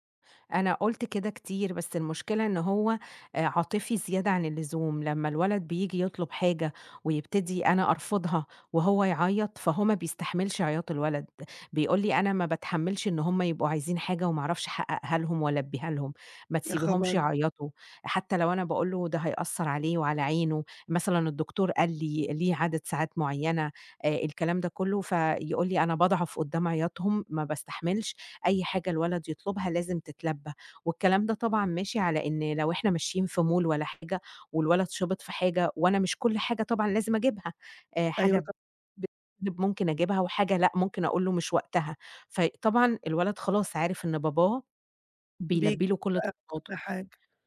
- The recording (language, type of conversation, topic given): Arabic, advice, إزاي نحلّ خلافاتنا أنا وشريكي عن تربية العيال وقواعد البيت؟
- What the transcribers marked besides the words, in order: in English: "mall"